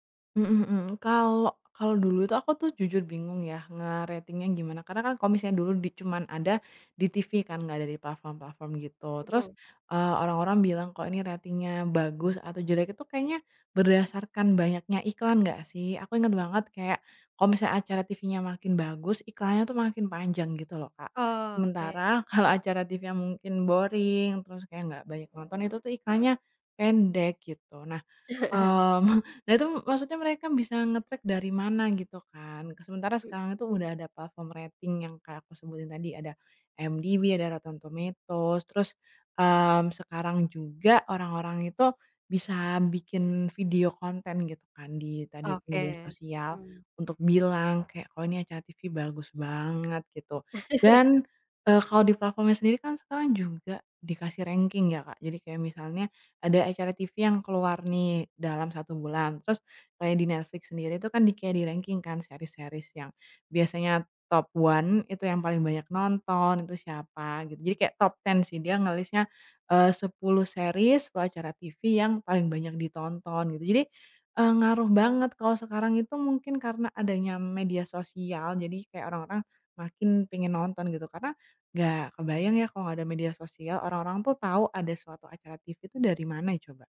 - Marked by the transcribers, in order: other background noise; laughing while speaking: "kalau"; in English: "boring"; tapping; laughing while speaking: "Heeh"; chuckle; chuckle; in English: "series-series"; in English: "top one"; in English: "top ten"; in English: "series"
- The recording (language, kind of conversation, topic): Indonesian, podcast, Bagaimana media sosial memengaruhi popularitas acara televisi?